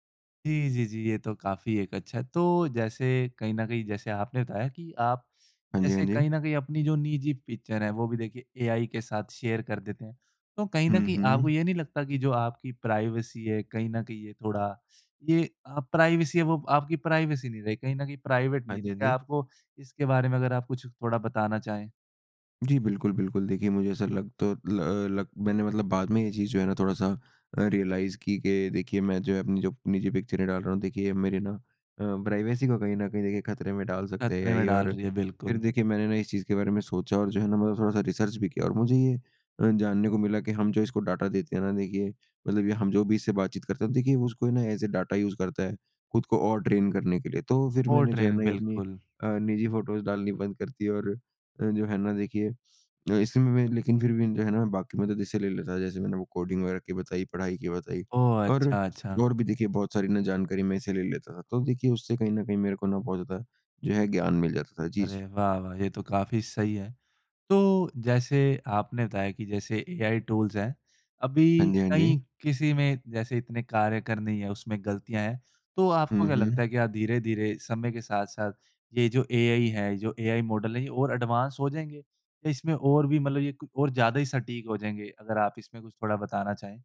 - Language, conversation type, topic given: Hindi, podcast, एआई टूल्स को आपने रोज़मर्रा की ज़िंदगी में कैसे आज़माया है?
- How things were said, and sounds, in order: in English: "पिक्चर"; in English: "शेयर"; in English: "प्राइवेसी"; in English: "प्राइवेसी"; in English: "प्राइवेसी"; in English: "प्राइवेट"; in English: "रियलाइज़"; in English: "प्राइवसी"; in English: "रीसर्च"; in English: "ऐस अ डेटा यूज़"; in English: "ट्रेन"; in English: "फ़ोटोस"; in English: "एडवांस"